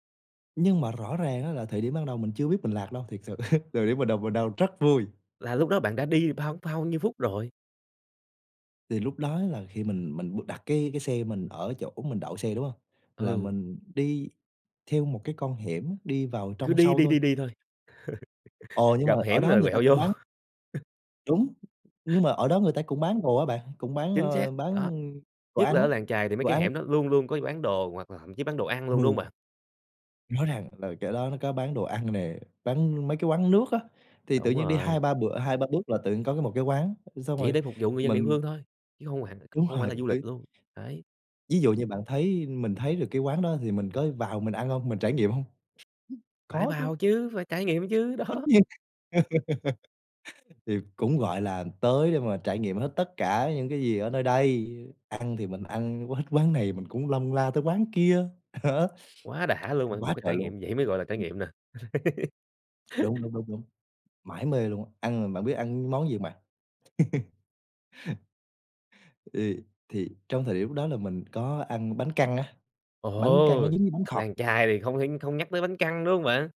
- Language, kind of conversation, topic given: Vietnamese, podcast, Bạn có thể kể về một lần bạn bị lạc khi đi du lịch một mình không?
- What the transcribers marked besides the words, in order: laugh; tapping; laugh; chuckle; laughing while speaking: "Ừ"; other background noise; laughing while speaking: "đó"; laugh; laugh; laugh; laugh